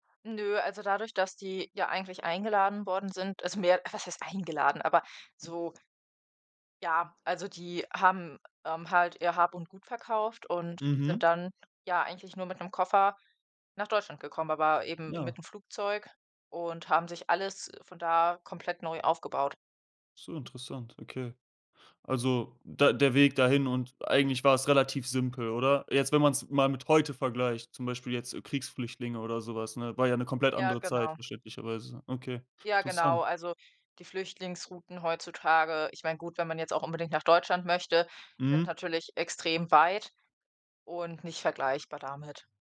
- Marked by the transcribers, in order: other noise
- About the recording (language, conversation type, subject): German, podcast, Welche Rolle hat Migration in deiner Familie gespielt?